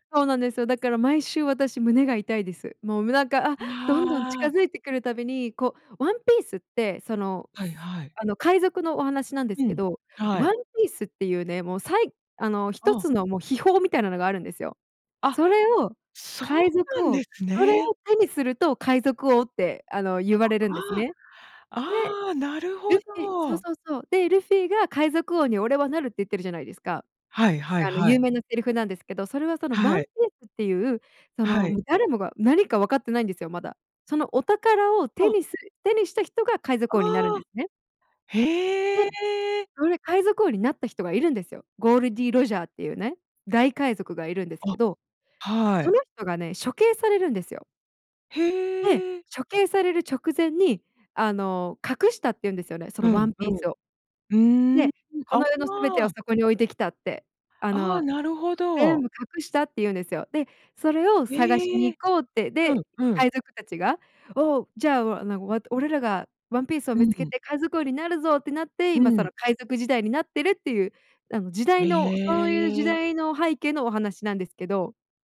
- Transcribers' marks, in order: other noise
- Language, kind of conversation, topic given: Japanese, podcast, あなたの好きなアニメの魅力はどこにありますか？